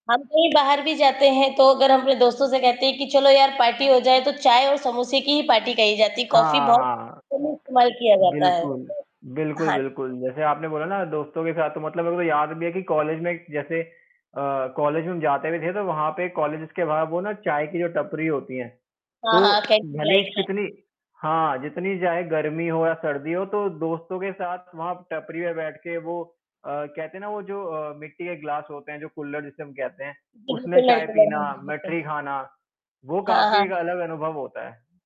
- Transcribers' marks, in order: static; in English: "पार्टी"; in English: "पार्टी"; distorted speech; other noise; in English: "कॉलेजेज़"; tapping; in English: "लाइक"; unintelligible speech
- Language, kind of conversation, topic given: Hindi, unstructured, आपको चाय पसंद है या कॉफी, और क्यों?